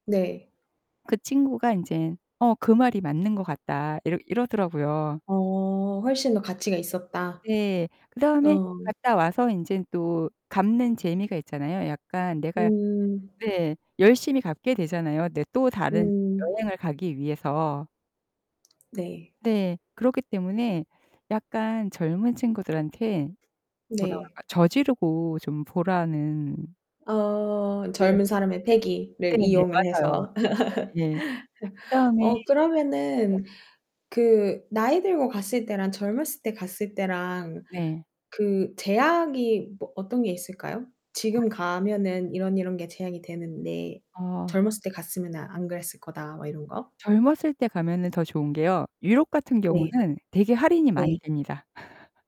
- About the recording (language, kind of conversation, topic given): Korean, podcast, 젊은 시절의 나에게 해주고 싶은 여행 조언은 무엇인가요?
- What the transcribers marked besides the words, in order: distorted speech; other background noise; unintelligible speech; laugh; laugh